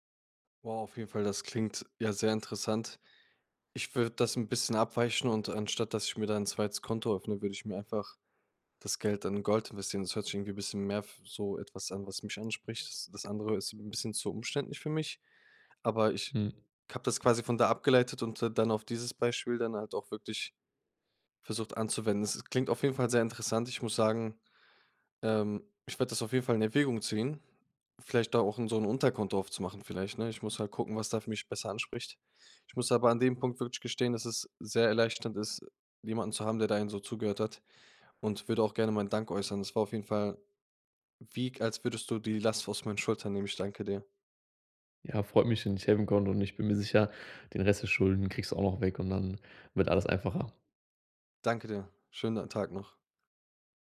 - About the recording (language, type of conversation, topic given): German, advice, Wie schaffe ich es, langfristige Sparziele zu priorisieren, statt kurzfristigen Kaufbelohnungen nachzugeben?
- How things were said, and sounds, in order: other background noise